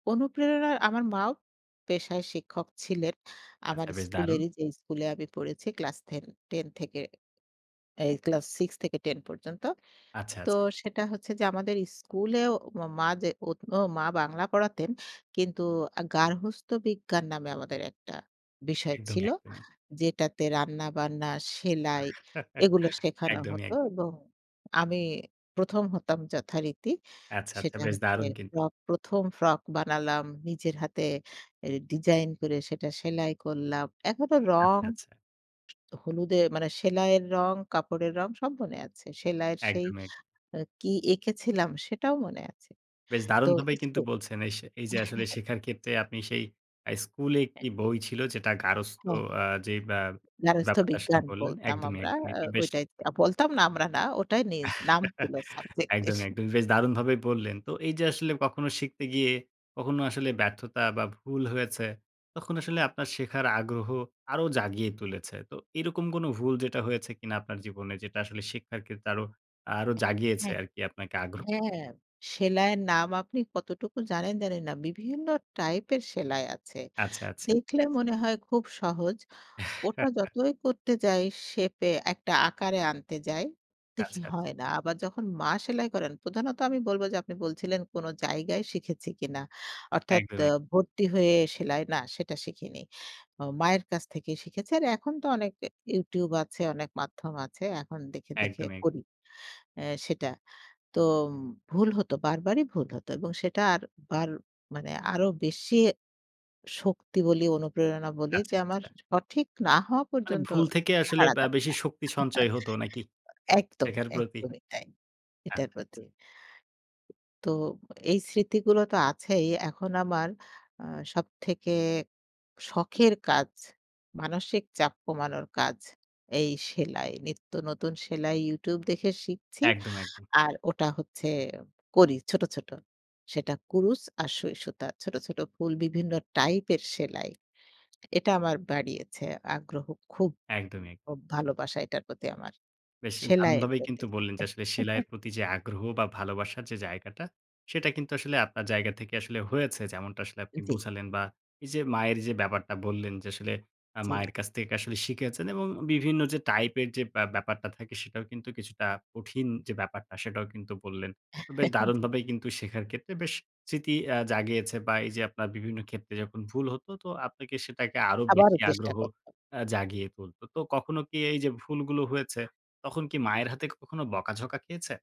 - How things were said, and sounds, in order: chuckle; other background noise; "দারস্থ" said as "গার্হস্থ্য"; chuckle; chuckle; chuckle; tapping; chuckle; chuckle
- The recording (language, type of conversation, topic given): Bengali, podcast, কোন স্মৃতি তোমার শেখার আগ্রহ জাগিয়েছিল?